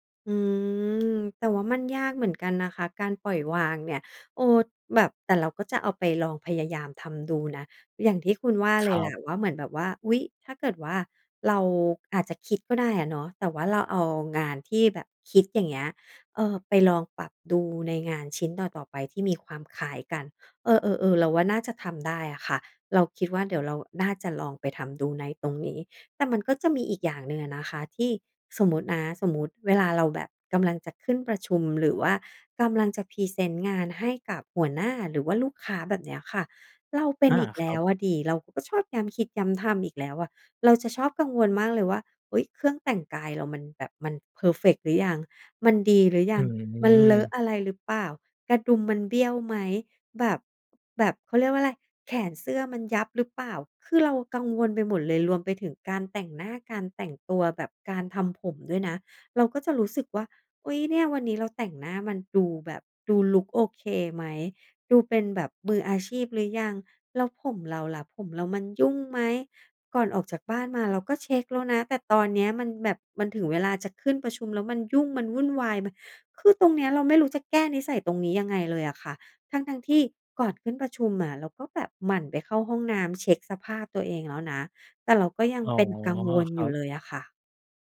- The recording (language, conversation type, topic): Thai, advice, ทำไมคุณถึงติดความสมบูรณ์แบบจนกลัวเริ่มงานและผัดวันประกันพรุ่ง?
- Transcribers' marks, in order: tapping